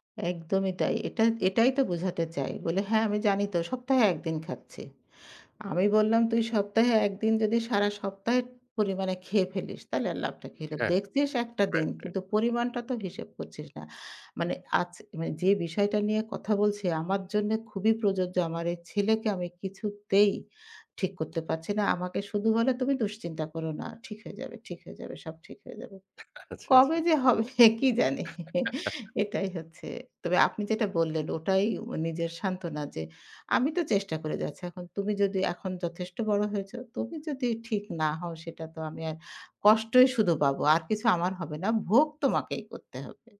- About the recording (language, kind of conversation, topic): Bengali, podcast, জিমে না গিয়ে কীভাবে ফিট থাকা যায়?
- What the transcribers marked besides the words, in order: laughing while speaking: "আচ্ছা, আচ্ছা"; laughing while speaking: "কবে যে হবে, কী জানি?"; chuckle